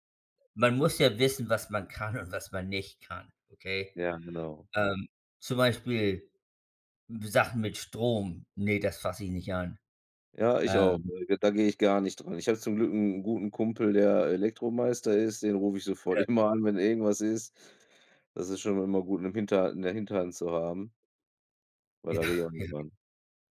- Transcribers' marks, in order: unintelligible speech; laughing while speaking: "immer"
- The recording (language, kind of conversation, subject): German, unstructured, Wie findest du eine gute Balance zwischen Arbeit und Privatleben?